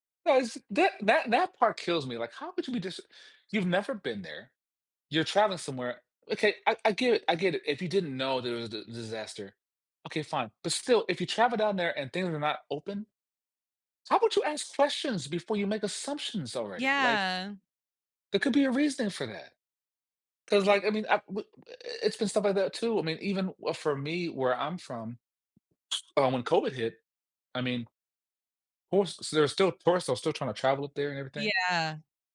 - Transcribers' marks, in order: other background noise
- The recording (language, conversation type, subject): English, unstructured, Do you think famous travel destinations are overrated or worth visiting?
- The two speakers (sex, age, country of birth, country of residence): female, 30-34, United States, United States; male, 35-39, Germany, United States